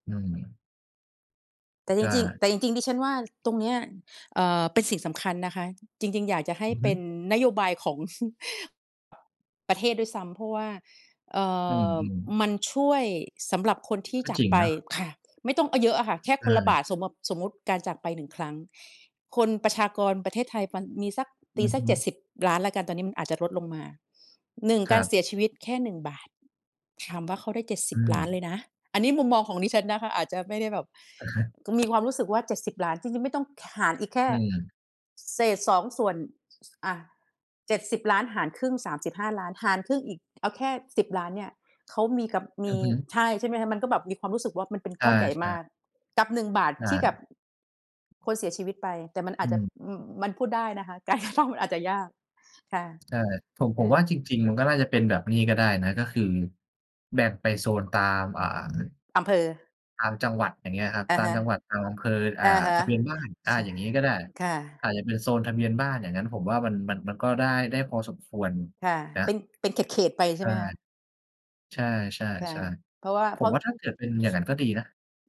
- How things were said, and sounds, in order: other background noise; chuckle; tapping; laughing while speaking: "กระทำ"
- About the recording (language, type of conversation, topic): Thai, unstructured, เราควรเตรียมตัวอย่างไรเมื่อคนที่เรารักจากไป?